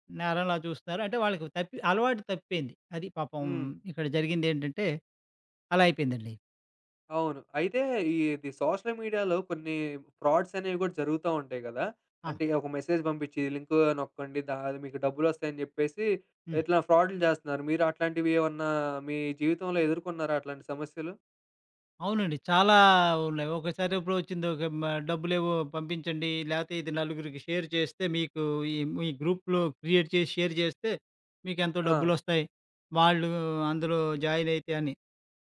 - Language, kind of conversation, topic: Telugu, podcast, సామాజిక మాధ్యమాల్లో మీ పనిని సమర్థంగా ఎలా ప్రదర్శించాలి?
- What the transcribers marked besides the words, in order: in English: "సోషల్ మీడియాలో"; in English: "ఫ్రాడ్స్"; in English: "మెసేజ్"; in English: "షేర్"; in English: "గ్రూప్‌లో క్రియేట్"; in English: "షేర్"